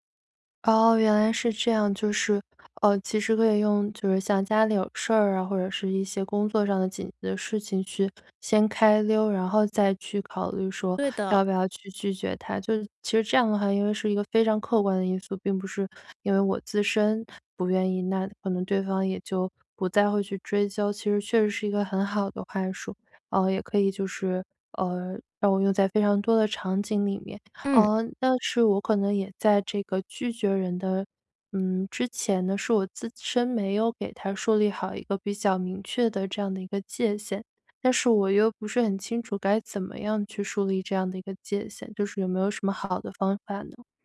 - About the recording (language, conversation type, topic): Chinese, advice, 我总是很难说“不”，还经常被别人利用，该怎么办？
- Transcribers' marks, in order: none